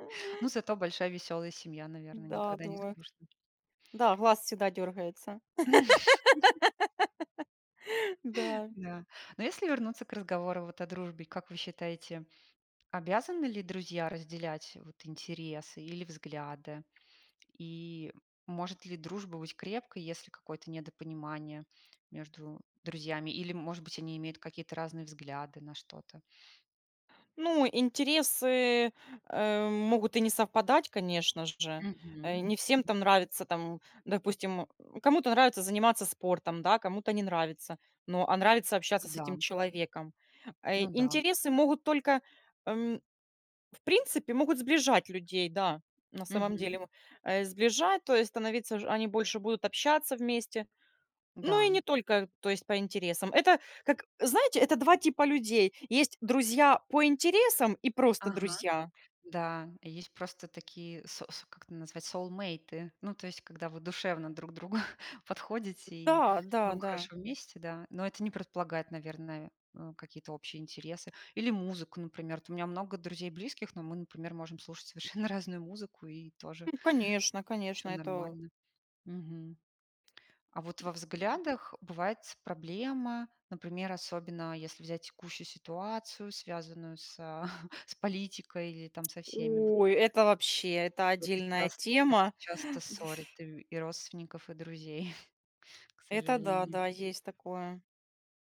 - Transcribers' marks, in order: other background noise; tapping; laugh; laugh; other noise; in English: "соулмейты"; chuckle; laughing while speaking: "разную"; grunt; chuckle; sigh; chuckle
- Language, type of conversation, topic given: Russian, unstructured, Как вы относитесь к дружбе с людьми, которые вас не понимают?